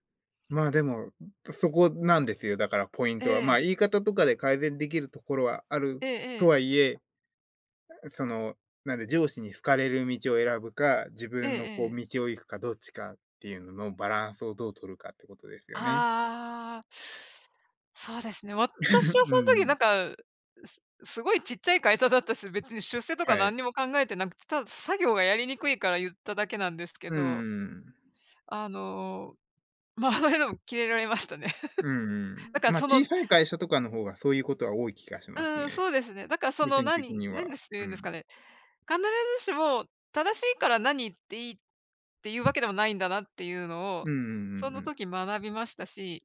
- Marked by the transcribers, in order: chuckle; other background noise; laughing while speaking: "キレられましたね"; chuckle
- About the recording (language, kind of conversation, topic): Japanese, unstructured, 自己満足と他者からの評価のどちらを重視すべきだと思いますか？